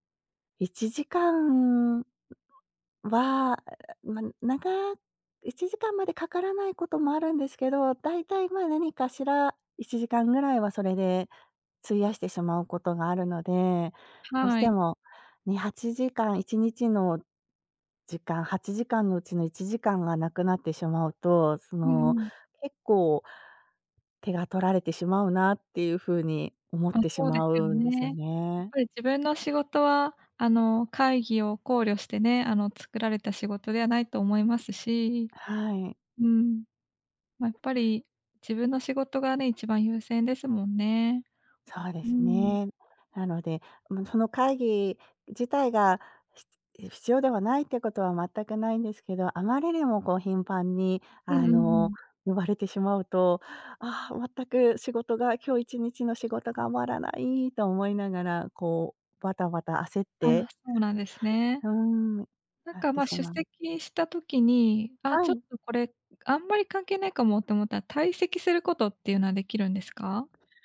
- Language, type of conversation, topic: Japanese, advice, 会議が長引いて自分の仕事が進まないのですが、どうすれば改善できますか？
- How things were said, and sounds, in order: tapping; other background noise; unintelligible speech